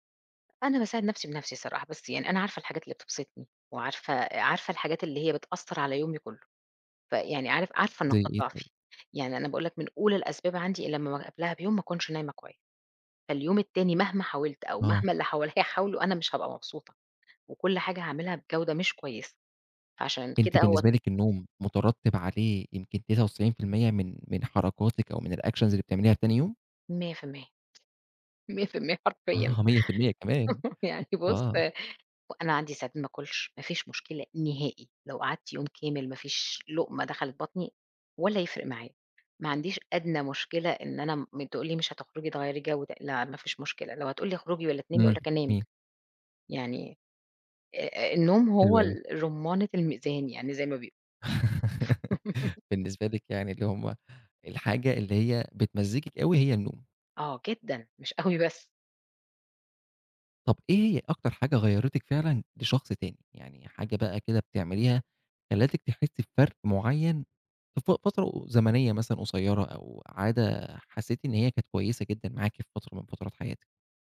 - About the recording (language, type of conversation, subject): Arabic, podcast, إزاي بتنظّم نومك عشان تحس بنشاط؟
- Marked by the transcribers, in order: tapping; in English: "الactions"; other background noise; laughing while speaking: "مِيّة في المِيّة حرفيًا"; laugh; other noise; laugh